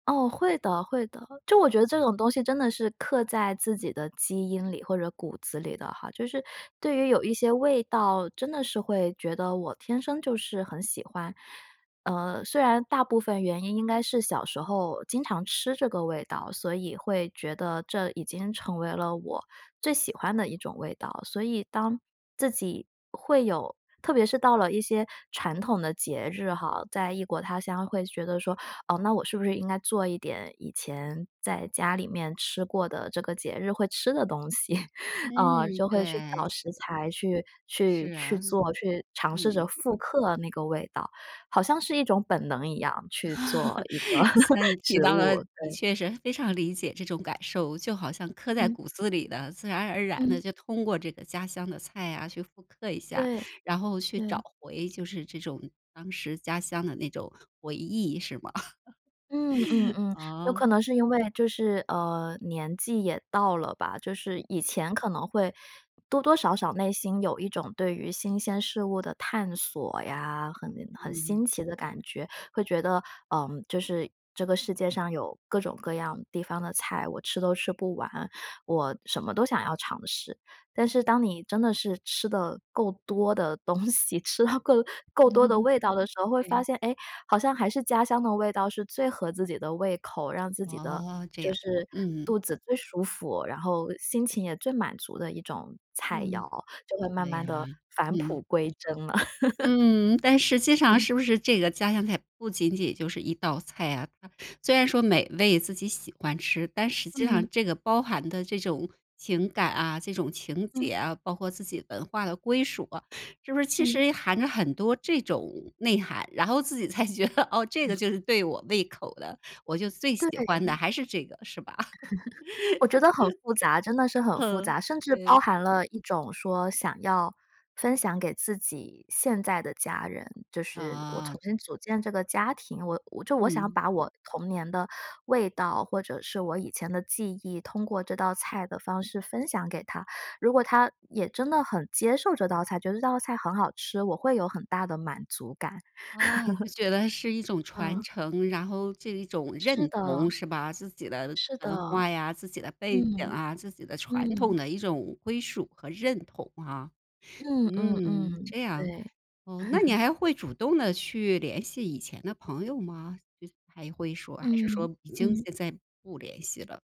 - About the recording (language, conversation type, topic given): Chinese, podcast, 离开故乡之后，你最怀念的是什么？
- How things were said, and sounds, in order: chuckle; other noise; other background noise; laugh; laugh; laughing while speaking: "东西，吃到"; chuckle; laugh; chuckle; laughing while speaking: "觉得"; laugh; laugh; laugh; laugh